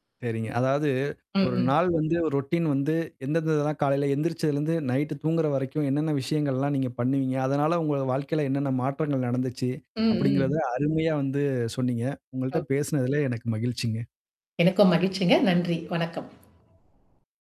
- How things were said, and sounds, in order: other background noise; in English: "ரொட்டீன்"; tapping; static
- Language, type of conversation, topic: Tamil, podcast, பணியில் முழுமையாக ஈடுபடும் நிலைக்குச் செல்ல உங்களுக்கு உதவும் ஒரு சிறிய தினசரி நடைமுறை ஏதும் உள்ளதா?